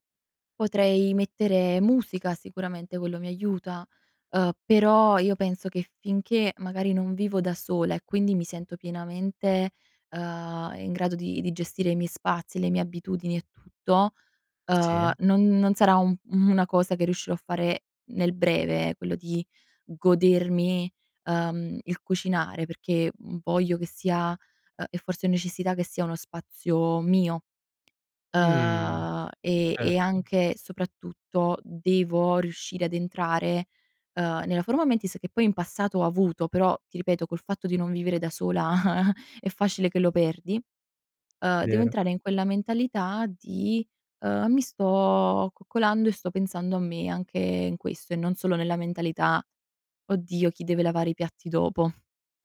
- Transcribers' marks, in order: other background noise; in Latin: "forma mentis"; scoff
- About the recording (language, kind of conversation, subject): Italian, podcast, C'è un piccolo gesto che, per te, significa casa?